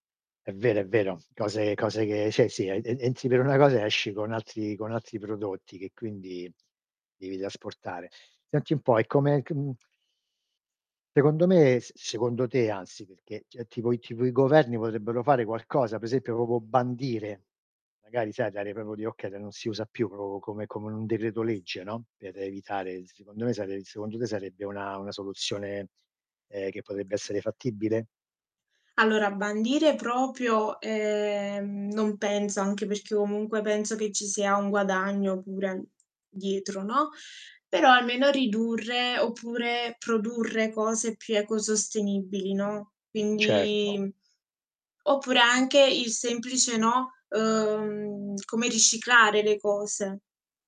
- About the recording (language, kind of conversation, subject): Italian, unstructured, Che cosa ti fa arrabbiare di più dell’uso eccessivo della plastica?
- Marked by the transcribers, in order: "Per" said as "pr"; "proprio" said as "popo"; "proprio" said as "propo"; "proprio" said as "propo"; other background noise; "fattibile" said as "fattibbile"